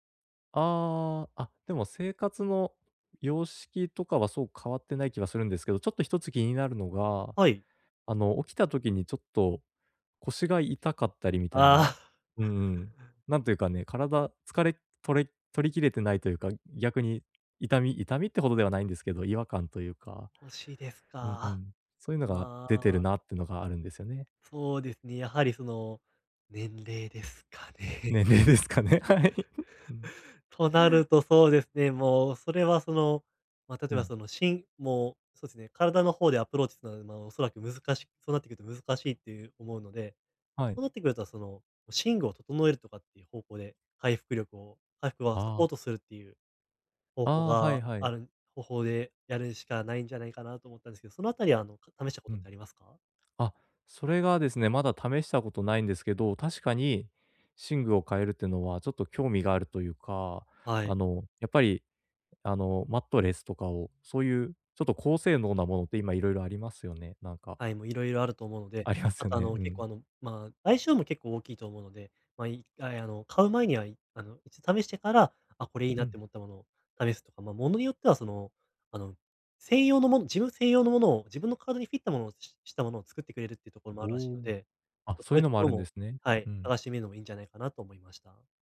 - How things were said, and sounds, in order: laughing while speaking: "ああ"; laughing while speaking: "年齢ですかね。はい"; chuckle; laughing while speaking: "ありますよね"; other background noise; "フィット" said as "ふぃった"
- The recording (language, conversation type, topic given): Japanese, advice, 毎日のエネルギー低下が疲れなのか燃え尽きなのか、どのように見分ければよいですか？